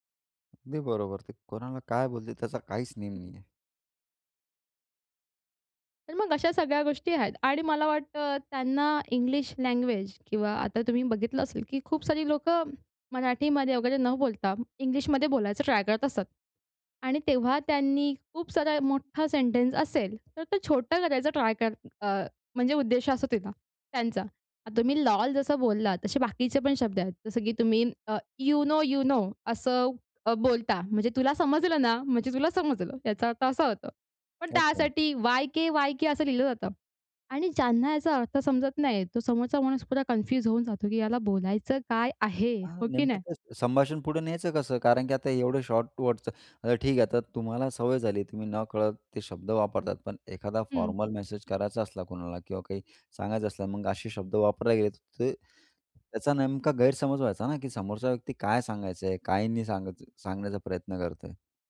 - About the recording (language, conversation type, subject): Marathi, podcast, तरुणांची ऑनलाइन भाषा कशी वेगळी आहे?
- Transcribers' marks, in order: other noise; in English: "लँग्वेज"; tapping; in English: "सेंटन्स"; in English: "लोल"; in English: "यू नो, यू नो"; in English: "फॉर्मल मेसेज"